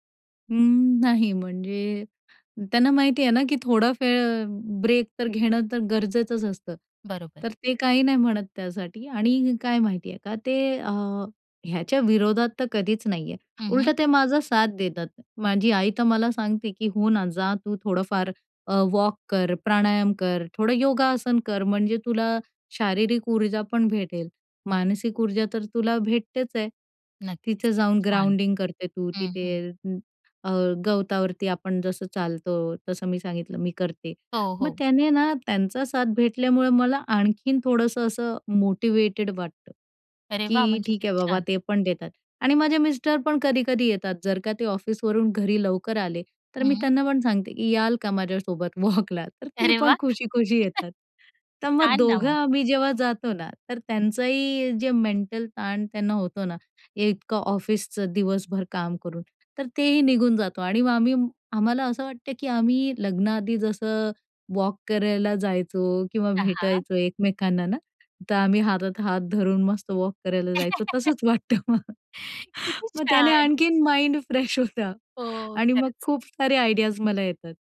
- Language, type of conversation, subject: Marathi, podcast, तुम्हाला सगळं जड वाटत असताना तुम्ही स्वतःला प्रेरित कसं ठेवता?
- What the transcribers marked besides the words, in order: tapping; in English: "ग्राउंडिंग"; laughing while speaking: "वॉकला? तर ते पण खुशी-खुशी येतात"; laughing while speaking: "अरे वाह!"; laugh; laughing while speaking: "किती छान!"; laughing while speaking: "वाटतं मग. मग त्याने आणखीन माइंड फ्रेश होतं"; in English: "माइंड फ्रेश"; joyful: "ओह!"; other background noise; in English: "आयडियाज"